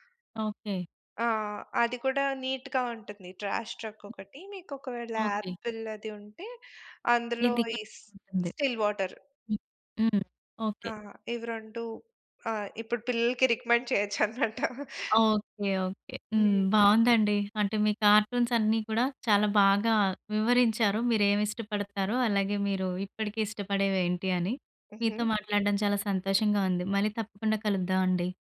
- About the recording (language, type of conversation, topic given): Telugu, podcast, చిన్నప్పుడు నీకు ఇష్టమైన కార్టూన్ ఏది?
- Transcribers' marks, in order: in English: "నీట్‌గా"; other background noise; in English: "ఆపిల్"; in English: "రికమెండ్"; laughing while speaking: "చేయొచ్చన్నమాట"